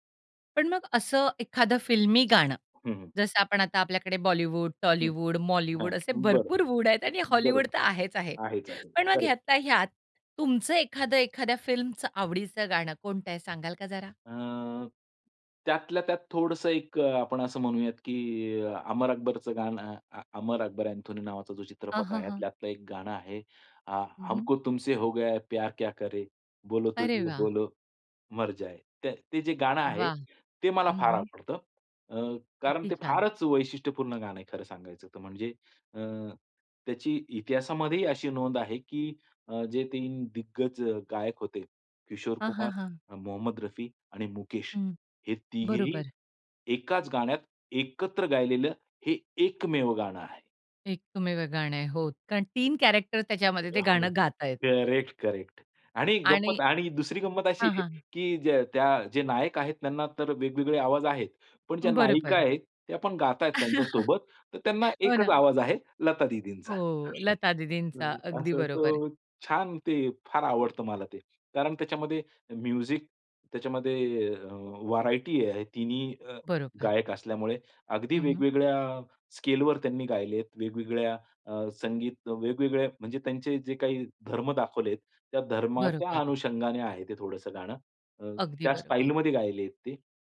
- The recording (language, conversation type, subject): Marathi, podcast, चित्रपटातील गाणी तुम्हाला का आवडतात?
- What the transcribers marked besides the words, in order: other background noise; in English: "करेक्ट"; in Hindi: "हमको तुमसे हो गया है … बोलो मर जाये"; joyful: "अरे वाह!"; tapping; in English: "कॅरेक्टर"; unintelligible speech; in English: "करेक्ट, करेक्ट"; chuckle; unintelligible speech; in English: "म्युझिक"; in English: "व्हरायटी"; in English: "स्केलवर"